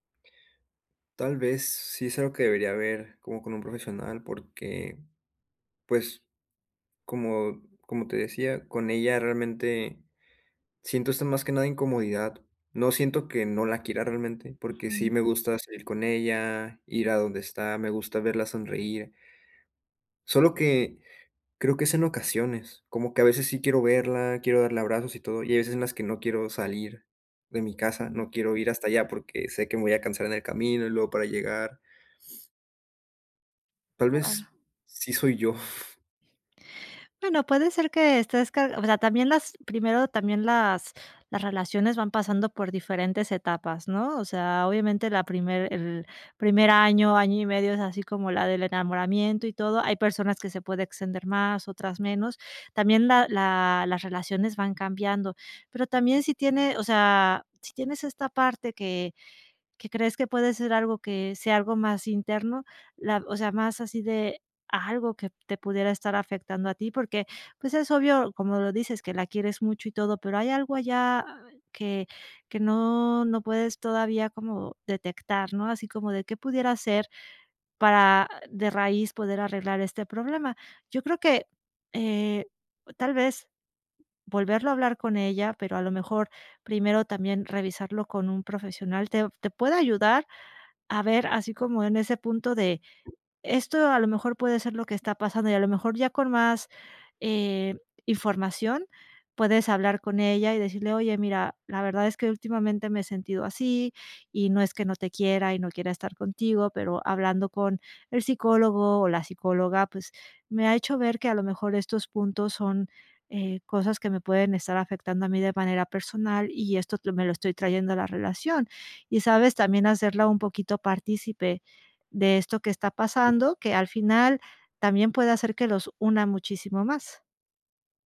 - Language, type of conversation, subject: Spanish, advice, ¿Cómo puedo abordar la desconexión emocional en una relación que antes era significativa?
- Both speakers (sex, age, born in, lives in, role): female, 40-44, Mexico, Spain, advisor; male, 20-24, Mexico, Mexico, user
- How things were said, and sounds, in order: tapping